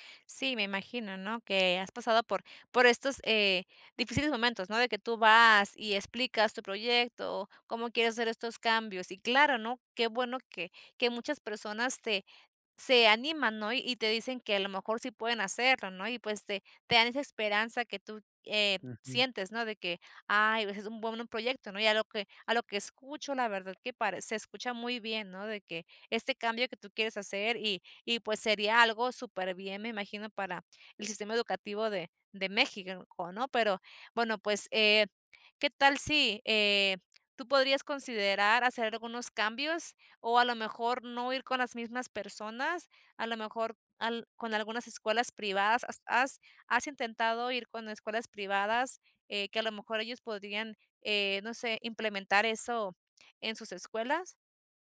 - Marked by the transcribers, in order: none
- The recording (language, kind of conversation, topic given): Spanish, advice, ¿Cómo sé cuándo debo ajustar una meta y cuándo es mejor abandonarla?
- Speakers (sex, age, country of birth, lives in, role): female, 30-34, Mexico, United States, advisor; male, 60-64, Mexico, Mexico, user